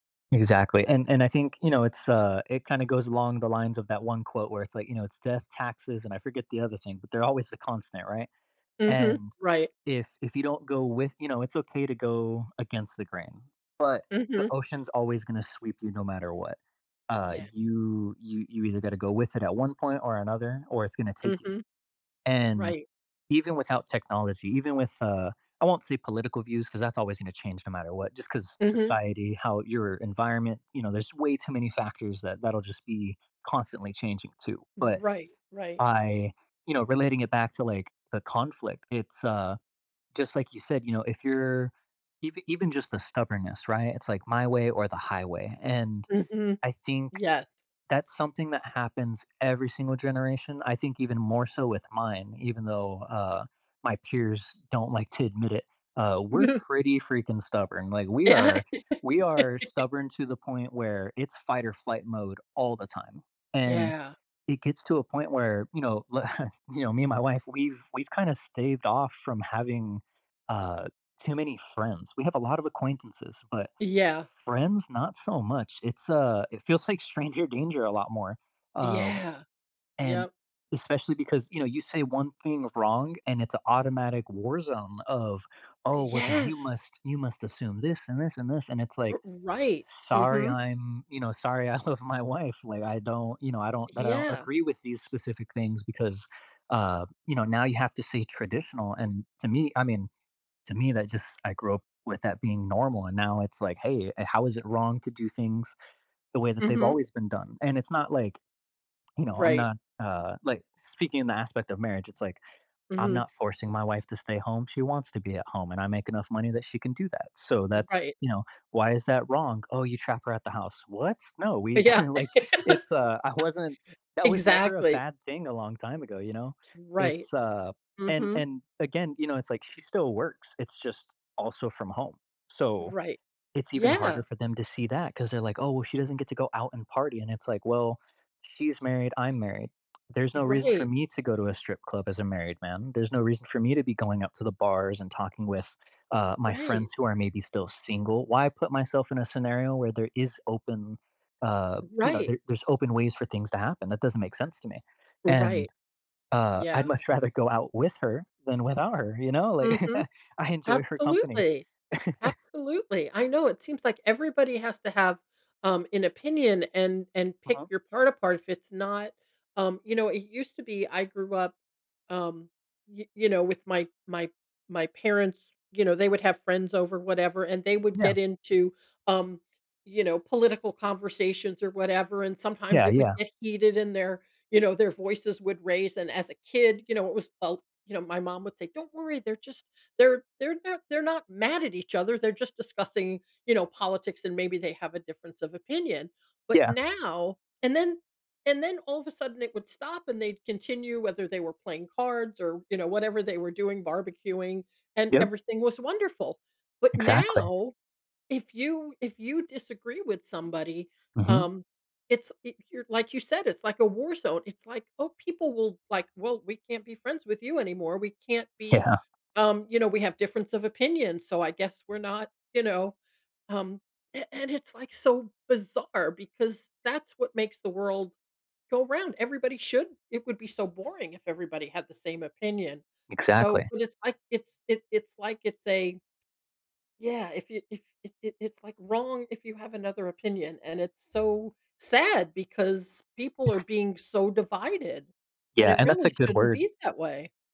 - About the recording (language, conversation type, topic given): English, unstructured, How do you handle conflicts with family members?
- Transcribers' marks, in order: chuckle; laughing while speaking: "Yeah"; laugh; chuckle; laughing while speaking: "love my wife"; chuckle; laughing while speaking: "Yeah"; laugh; laughing while speaking: "I'd much rather go"; chuckle; laughing while speaking: "I enjoy"; chuckle; unintelligible speech; other background noise; laughing while speaking: "Yeah"; tsk